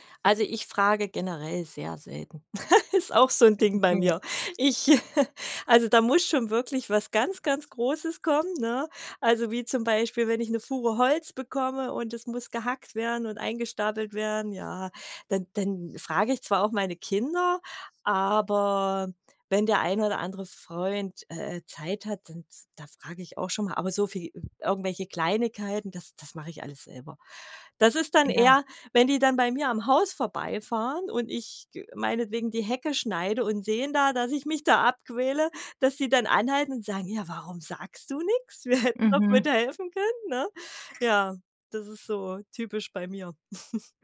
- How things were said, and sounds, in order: laugh; giggle; laughing while speaking: "hätten"; other background noise; giggle
- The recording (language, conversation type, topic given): German, advice, Warum fällt es dir schwer, bei Bitten Nein zu sagen?